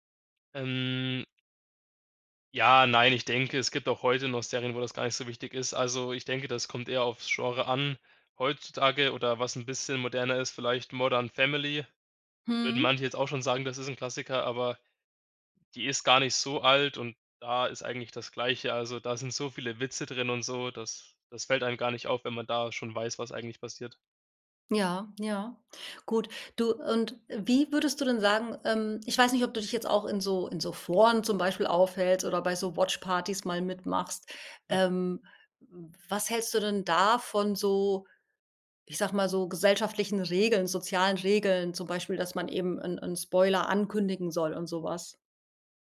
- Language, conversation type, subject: German, podcast, Wie gehst du mit Spoilern um?
- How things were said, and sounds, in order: chuckle; tapping